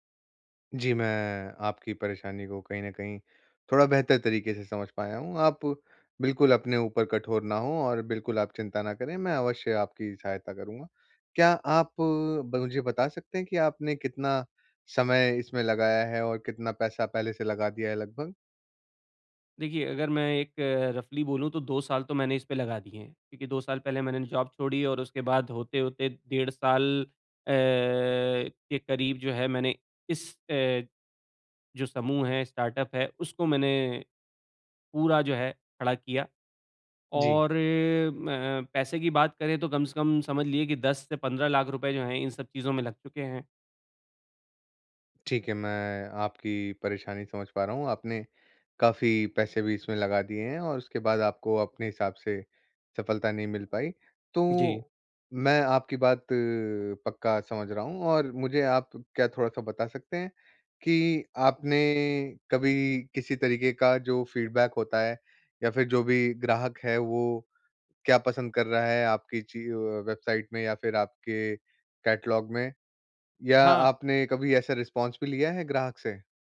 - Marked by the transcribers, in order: in English: "रफ़ली"; in English: "जॉब"; in English: "स्टार्टअप"; in English: "फ़ीडबैक"; in English: "कैटलॉग"; in English: "रिस्पॉन्स"
- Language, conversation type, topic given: Hindi, advice, निराशा और असफलता से उबरना